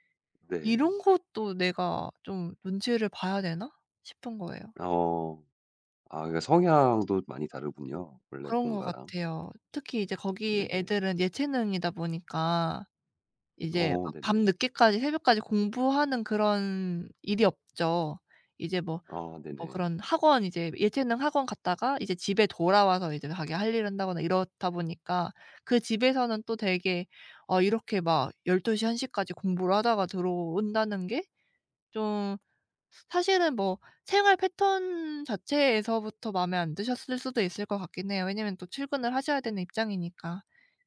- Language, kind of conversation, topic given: Korean, advice, 함께 살던 집에서 나가야 할 때 현실적·감정적 부담을 어떻게 감당하면 좋을까요?
- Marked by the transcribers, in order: tapping